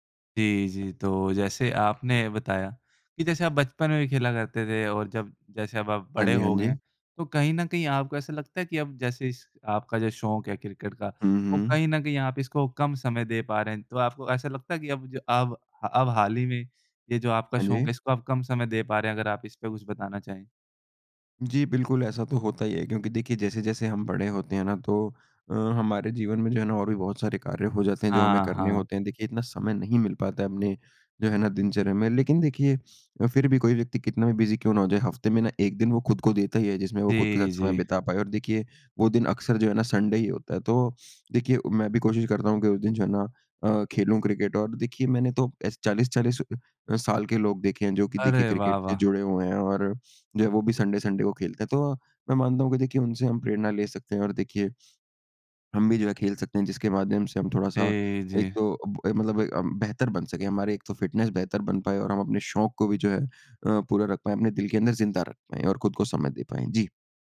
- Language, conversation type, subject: Hindi, podcast, कौन सा शौक आपको सबसे ज़्यादा सुकून देता है?
- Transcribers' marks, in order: tapping; in English: "बिज़ी"; in English: "संडे"; in English: "संडे संडे"; in English: "फ़िटनेस"